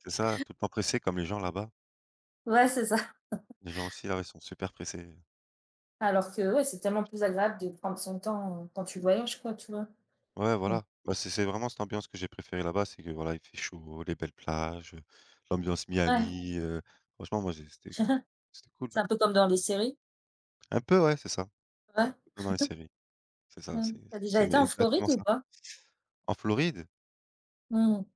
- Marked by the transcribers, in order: other background noise; chuckle; chuckle; tapping; chuckle
- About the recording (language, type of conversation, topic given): French, unstructured, Est-ce que voyager devrait être un droit pour tout le monde ?